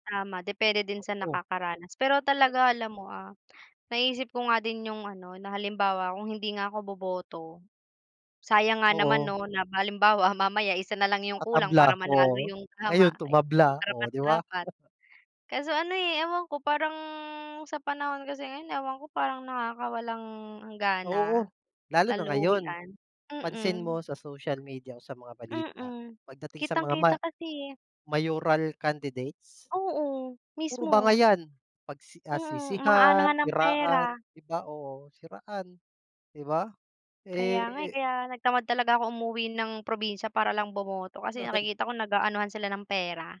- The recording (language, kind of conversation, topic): Filipino, unstructured, Paano makakatulong ang mga kabataan sa pagbabago ng pamahalaan?
- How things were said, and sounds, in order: unintelligible speech; "halimbawa" said as "balimbawa"; other background noise; laugh; tapping; laugh